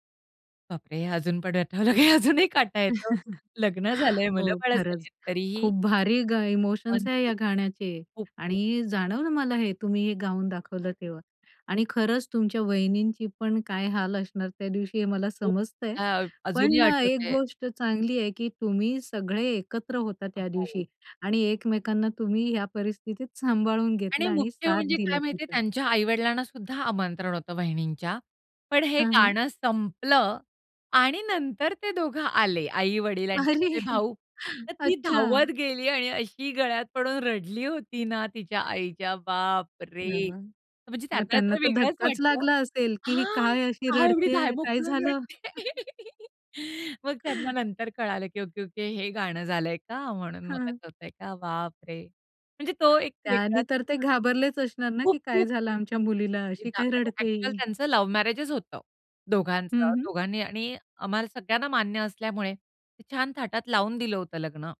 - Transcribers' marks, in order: laughing while speaking: "आठवलं, की अजूनही काटा येतो. लग्न झालं आहे, मुलं बाळ झाली आहेत"; chuckle; in English: "इमोशन्स"; laughing while speaking: "नंतर ते दोघं आले"; laughing while speaking: "अरे! अच्छा"; laughing while speaking: "तर ती धावत गेली आणि … तिच्या आईच्या बापरे!"; surprised: "बापरे!"; afraid: "हां, का एवढी धाय मोकलून रडते"; laugh; chuckle; scoff; unintelligible speech; in English: "एक्चुअल"; laughing while speaking: "अशी काय रडते ही"; in English: "लव्ह मॅरेजच"
- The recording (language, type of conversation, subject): Marathi, podcast, आठवणीतलं एखादं जुनं गाणं तुम्हाला खास का वाटतं?